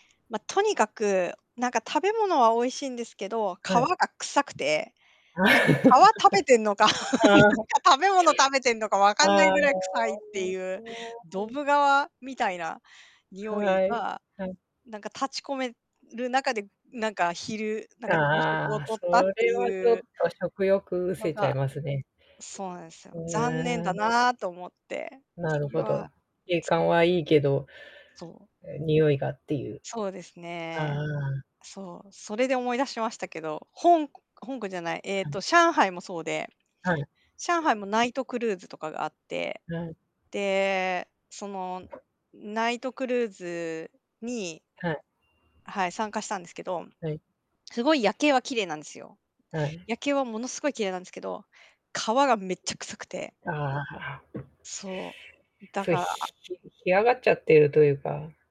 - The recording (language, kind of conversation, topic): Japanese, unstructured, 旅行中に不快なにおいを感じたことはありますか？
- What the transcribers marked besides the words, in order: laugh; laugh; laughing while speaking: "なんか"; unintelligible speech; static; unintelligible speech; other background noise